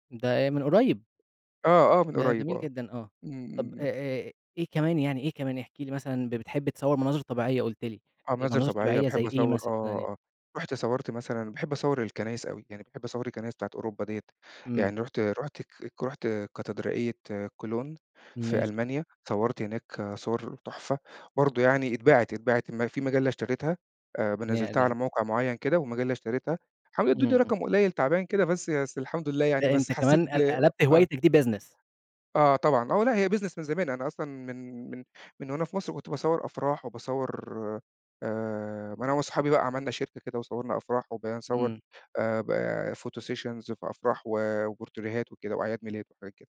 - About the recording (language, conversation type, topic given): Arabic, podcast, إيه هي هوايتك المفضلة وليه؟
- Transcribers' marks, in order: in English: "Business"; in English: "Business"; in English: "Photo Sessions"; in English: "وبورتريهات"